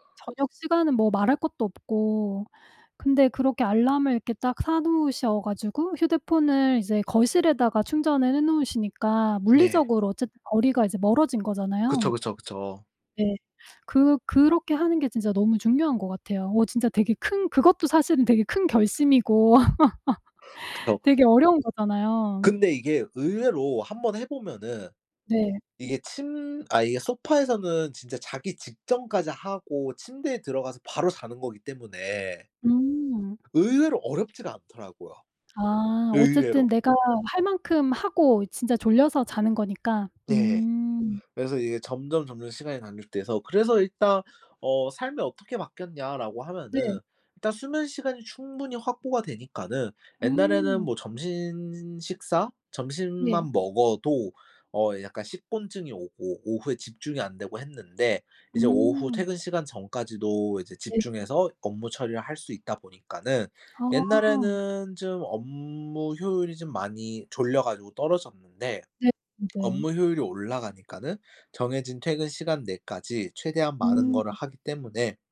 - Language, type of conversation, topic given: Korean, podcast, 작은 습관이 삶을 바꾼 적이 있나요?
- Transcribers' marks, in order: other background noise; inhale; laugh; background speech; drawn out: "점심"; lip smack